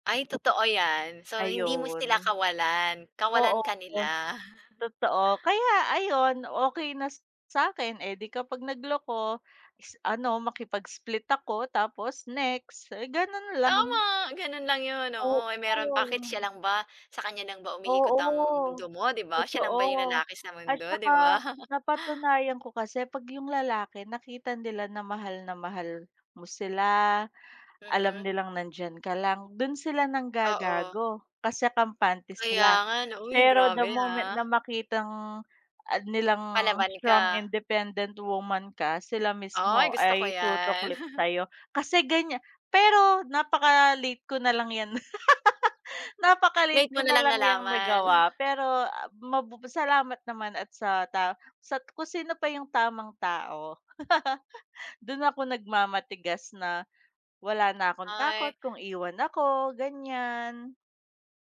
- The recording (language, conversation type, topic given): Filipino, unstructured, Paano mo ipinapakita ang tunay mong sarili sa harap ng iba, at ano ang nararamdaman mo kapag hindi ka tinatanggap dahil sa pagkakaiba mo?
- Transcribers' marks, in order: chuckle; laugh; chuckle; laugh; laugh